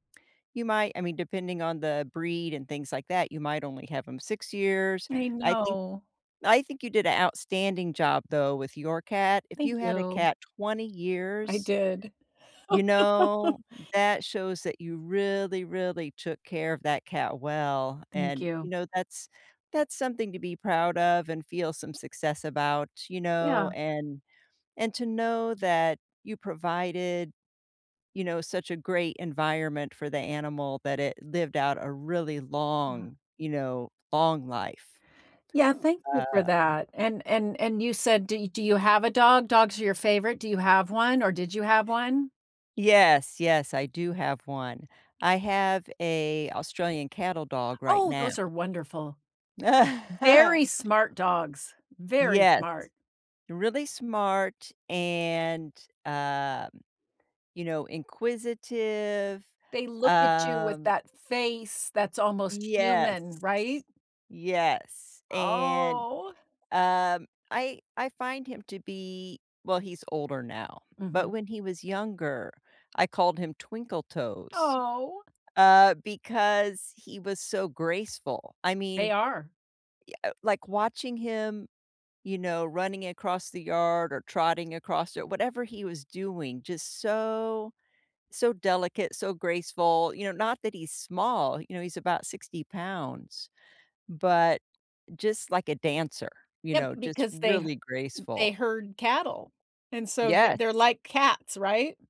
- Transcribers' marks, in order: laugh; other background noise; tapping; laugh
- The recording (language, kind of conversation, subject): English, unstructured, What is your favorite animal, and why do you like it?
- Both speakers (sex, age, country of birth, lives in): female, 55-59, United States, United States; female, 65-69, United States, United States